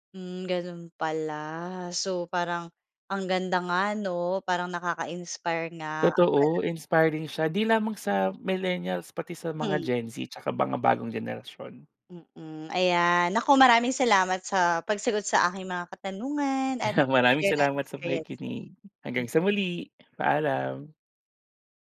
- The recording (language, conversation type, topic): Filipino, podcast, Ano ang paborito mong lokal na mang-aawit o banda sa ngayon, at bakit mo sila gusto?
- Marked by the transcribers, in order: other background noise